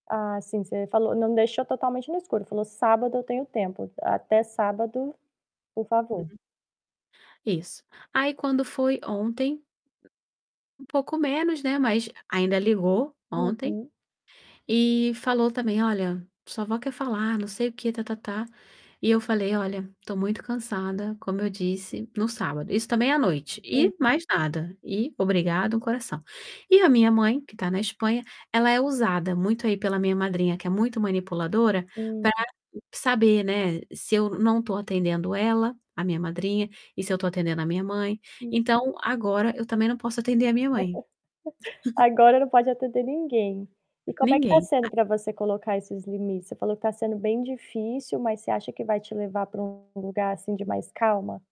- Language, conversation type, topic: Portuguese, podcast, Como você explica seus limites pessoais para amigos ou família?
- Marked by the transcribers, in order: unintelligible speech; other background noise; distorted speech; static; laugh; chuckle; tapping